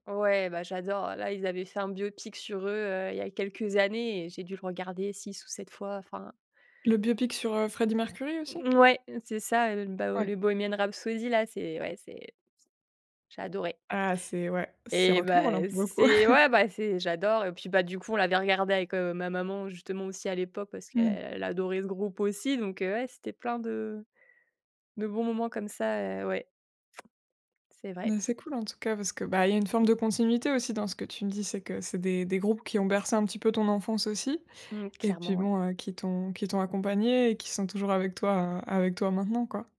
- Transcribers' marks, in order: laugh; lip smack; tapping
- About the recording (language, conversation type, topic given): French, podcast, Quelle chanson te fait penser à une personne importante ?